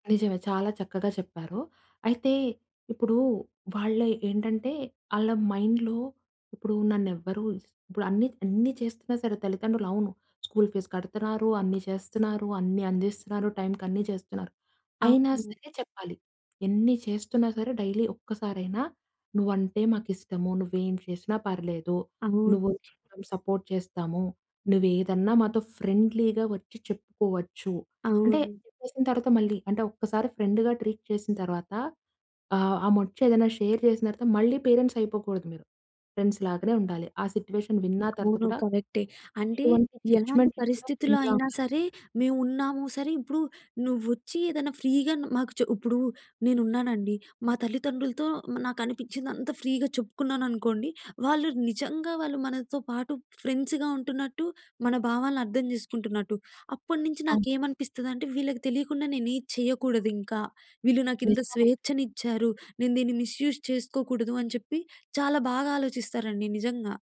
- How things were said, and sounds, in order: in English: "మైండ్‌లో"; in English: "ఫీజ్"; in English: "డైలీ"; in English: "సపోర్ట్"; other background noise; in English: "ఫ్రెండ్లీగా"; in English: "ఫ్రెండ్‌గా ట్రీట్"; in English: "షేర్"; in English: "పేరెంట్స్"; in English: "ఫ్రెండ్స్"; in English: "సిట్యుయేషన్"; in English: "జడ్జ్మెంట్"; in English: "ఫ్రెండ్‌లా"; in English: "ఫ్రీగా"; in English: "ఫ్రీగా"; in English: "ఫ్రెండ్స్‌గా"; in English: "మిస్యూస్"
- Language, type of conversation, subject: Telugu, podcast, మీ ఇంట్లో “నేను నిన్ను ప్రేమిస్తున్నాను” అని చెప్పే అలవాటు ఉందా?